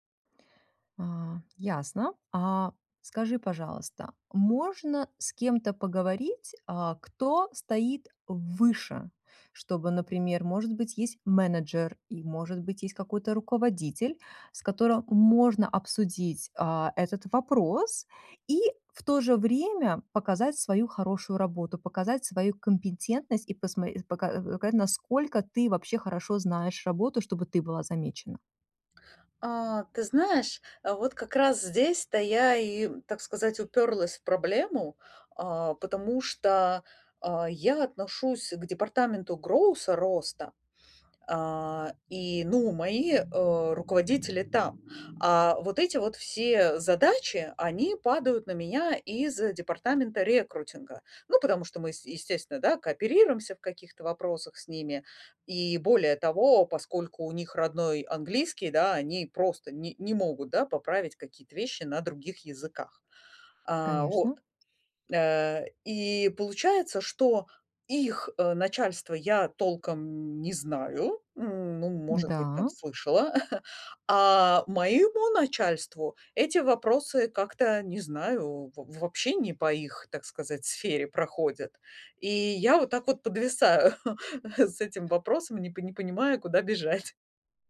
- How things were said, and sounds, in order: tapping; other street noise; chuckle; chuckle; other background noise
- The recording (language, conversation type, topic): Russian, advice, Как мне получить больше признания за свои достижения на работе?